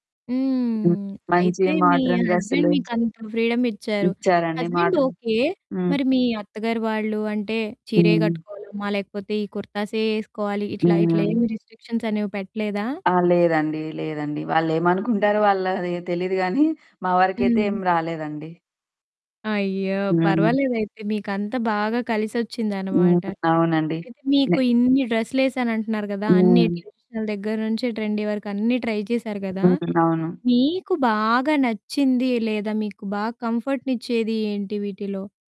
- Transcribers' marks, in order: static; other background noise; in English: "మాడ్రన్"; in English: "హస్బెండ్"; in English: "ఫ్రీడమ్"; in English: "హస్బెండ్"; in English: "మాడ్రన్"; distorted speech; in English: "రిస్ట్రిక్షన్స్"; tapping; in English: "ట్రెడిషనల్"; in English: "ట్రెండీ"; in English: "ట్రై"; in English: "కంఫర్ట్‌ని"
- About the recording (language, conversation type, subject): Telugu, podcast, కాలంతో పాటు మీ దుస్తుల ఎంపిక ఎలా మారింది?